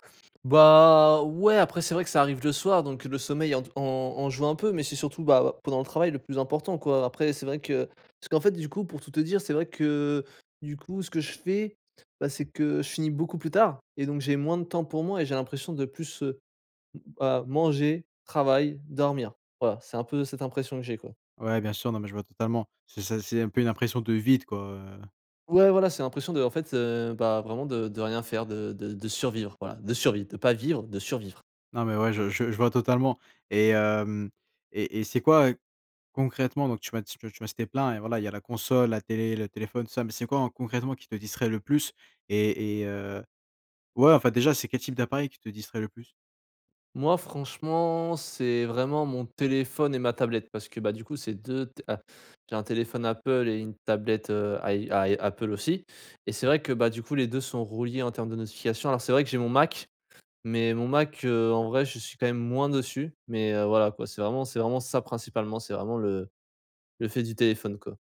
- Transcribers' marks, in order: tapping; drawn out: "Bah"; other background noise; stressed: "vide"; stressed: "survivre"; stressed: "survit"; stressed: "vivre"; stressed: "survivre"; stressed: "ça"
- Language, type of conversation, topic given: French, advice, Quelles sont tes distractions les plus fréquentes (notifications, réseaux sociaux, courriels) ?
- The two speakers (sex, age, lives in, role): male, 20-24, France, advisor; male, 20-24, France, user